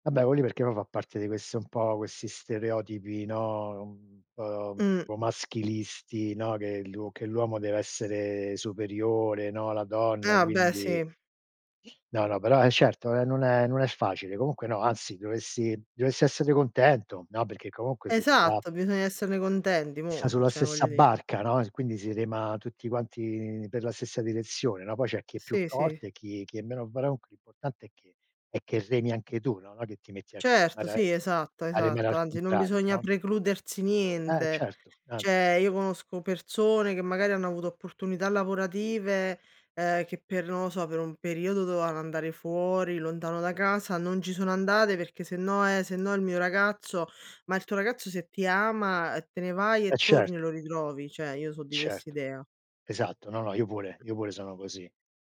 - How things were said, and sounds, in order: "questo" said as "quesso"; "contenti" said as "contendi"; "cioè" said as "ceh"; "precludersi" said as "precluderzi"; "Cioè" said as "ceh"; "persone" said as "perzone"; "dovevano" said as "doveano"
- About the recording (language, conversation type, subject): Italian, unstructured, Perché alcune persone usano la gelosia per controllare?